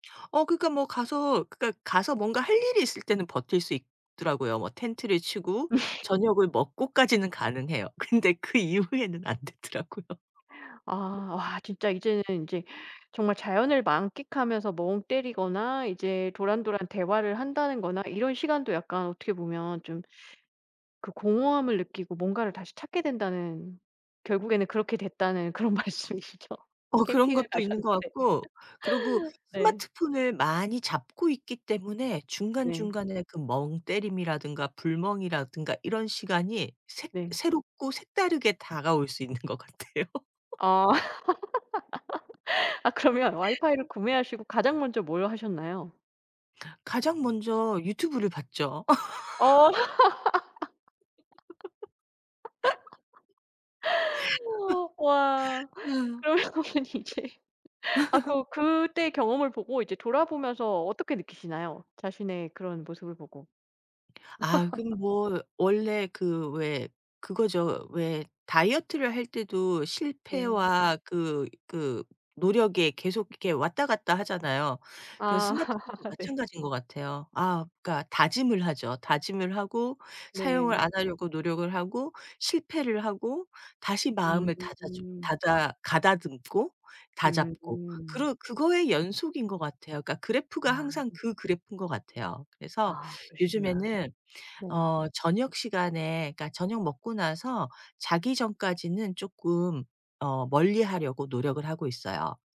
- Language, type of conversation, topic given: Korean, podcast, 디지털 디톡스는 어떻게 시작하면 좋을까요?
- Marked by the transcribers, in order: laugh; laughing while speaking: "근데 그 이후에는 안 되더라고요"; laugh; teeth sucking; laughing while speaking: "그런 말씀이시죠, 캠핑을 가셨는데"; laugh; laughing while speaking: "있는 것 같아요"; laugh; other background noise; laugh; laughing while speaking: "그러면 이제"; laugh; laugh; laugh; tapping; laugh; laughing while speaking: "네"